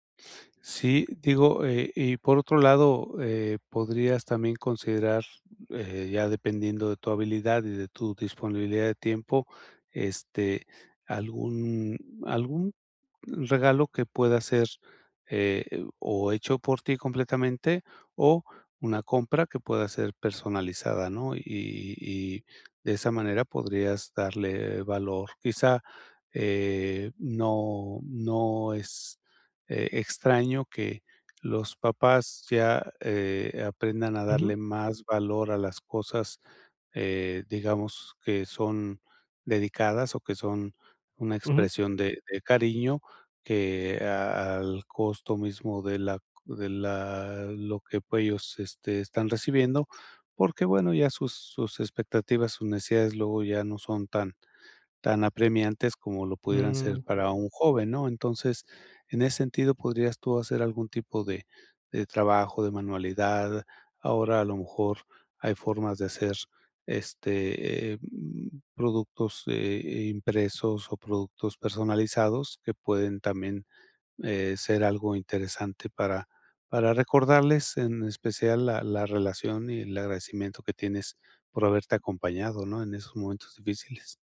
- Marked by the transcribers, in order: none
- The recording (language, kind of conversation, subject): Spanish, advice, ¿Cómo puedo encontrar ropa y regalos con poco dinero?